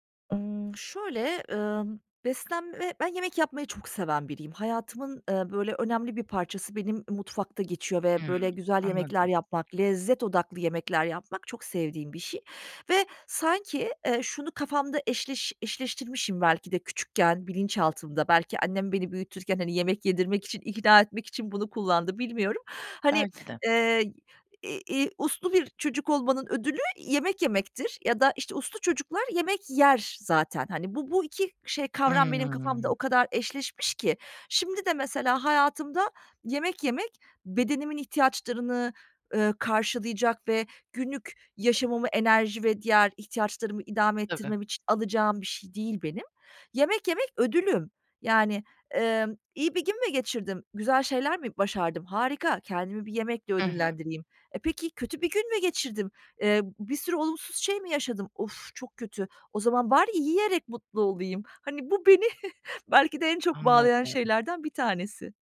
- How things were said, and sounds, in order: chuckle; other background noise
- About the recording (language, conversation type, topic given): Turkish, advice, Kilo vermeye çalışırken neden sürekli motivasyon kaybı yaşıyorum?